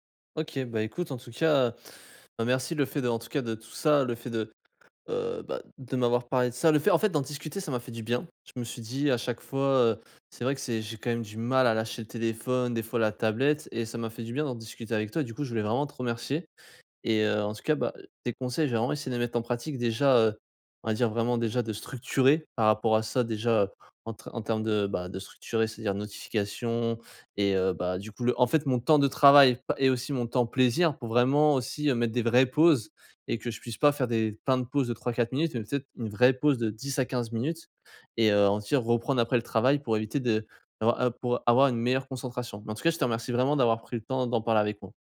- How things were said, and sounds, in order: stressed: "structurer"
- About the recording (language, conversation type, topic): French, advice, Quelles sont tes distractions les plus fréquentes (notifications, réseaux sociaux, courriels) ?
- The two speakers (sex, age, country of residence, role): male, 20-24, France, advisor; male, 20-24, France, user